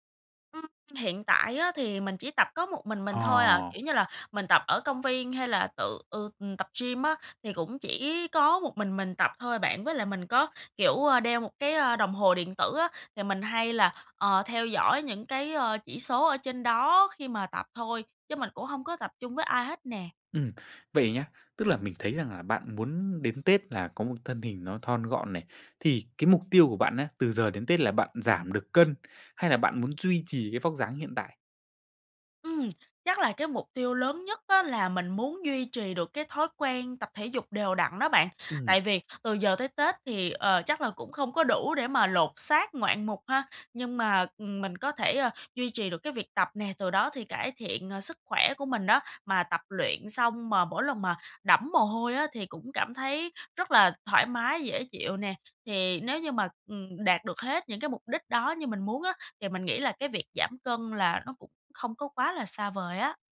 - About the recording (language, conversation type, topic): Vietnamese, advice, Vì sao bạn thiếu động lực để duy trì thói quen tập thể dục?
- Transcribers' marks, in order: tapping